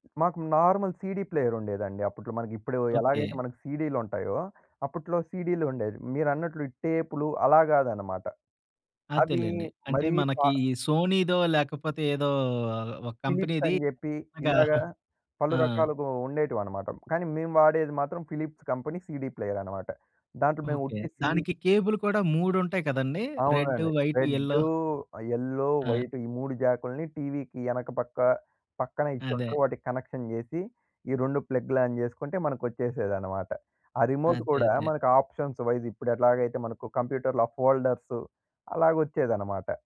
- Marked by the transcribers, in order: other background noise; in English: "నార్మల్ సీడీ ప్లేయర్"; in English: "ఫిలిప్స్"; chuckle; in English: "ఫిలిప్స్ కంపెనీ సీడీ ప్లేయర్"; in English: "కేబుల్"; in English: "యెల్లో, వైట్"; in English: "వైట్, యెల్లో"; in English: "కనెక్షన్"; in English: "రిమోట్"; in English: "ఆప్షన్స్ వైస్"; in English: "ఫోల్డర్స్"
- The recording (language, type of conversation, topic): Telugu, podcast, వీడియో రెంటల్ షాపుల జ్ఞాపకాలు షేర్ చేయగలరా?